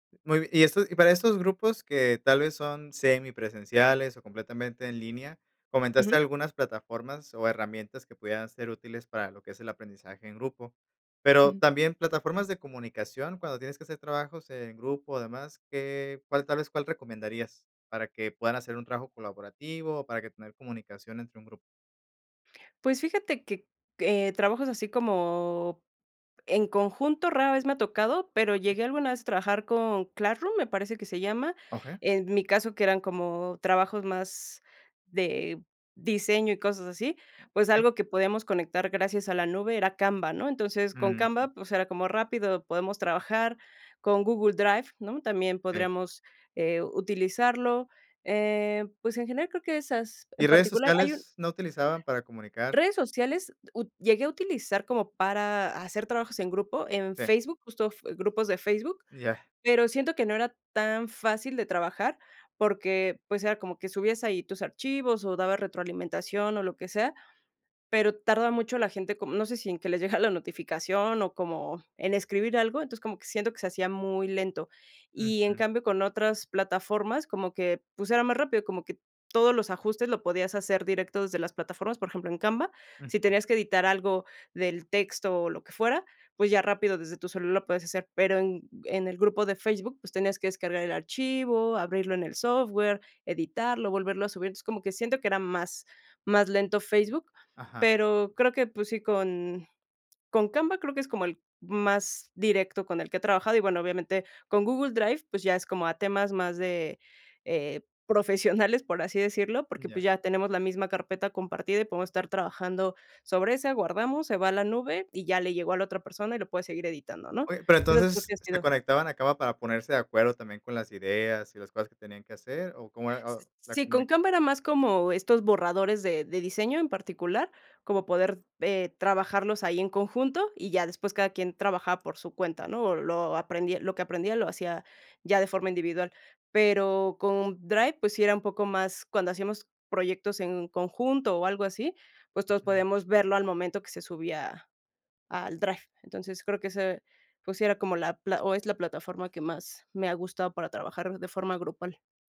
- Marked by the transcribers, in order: tapping; other noise; chuckle; laughing while speaking: "profesionales"; other background noise
- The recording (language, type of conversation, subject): Spanish, podcast, ¿Qué opinas de aprender en grupo en comparación con aprender por tu cuenta?